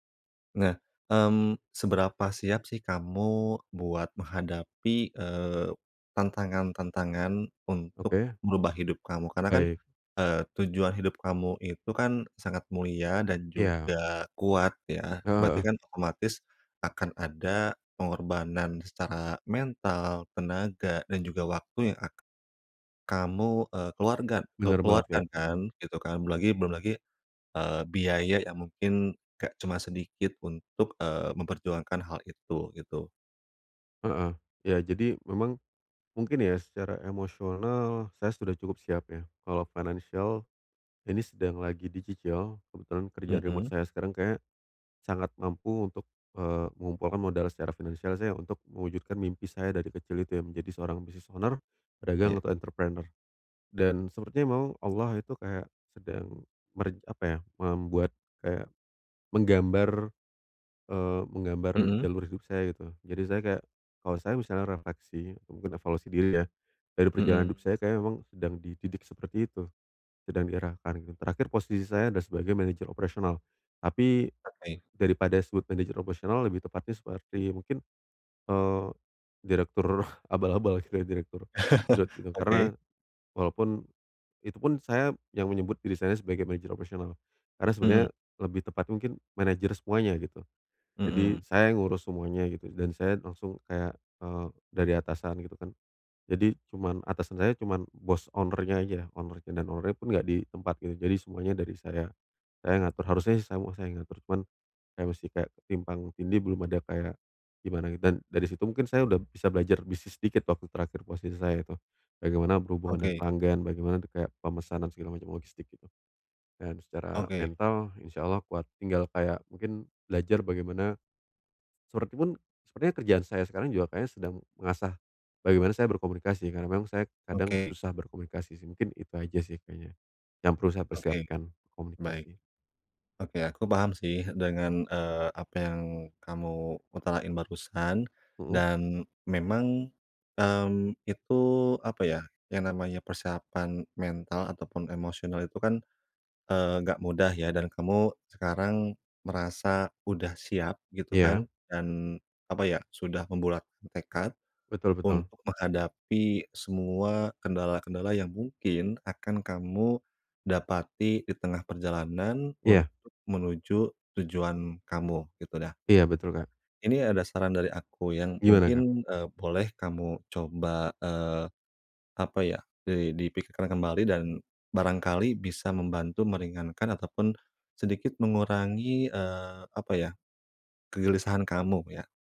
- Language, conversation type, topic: Indonesian, advice, Kapan saya tahu bahwa ini saat yang tepat untuk membuat perubahan besar dalam hidup saya?
- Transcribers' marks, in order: in English: "business owner"; in English: "entrepreneur"; laughing while speaking: "direktur"; chuckle; in English: "owner-nya"; in English: "owner-nya"; in English: "owner-nya"; other noise